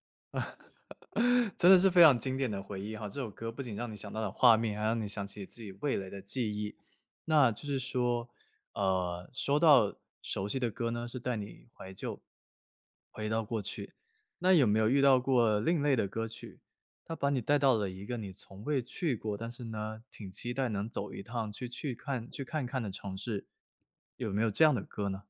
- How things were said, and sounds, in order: laugh
- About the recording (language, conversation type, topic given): Chinese, podcast, 有没有一首歌能把你带回某个城市或街道？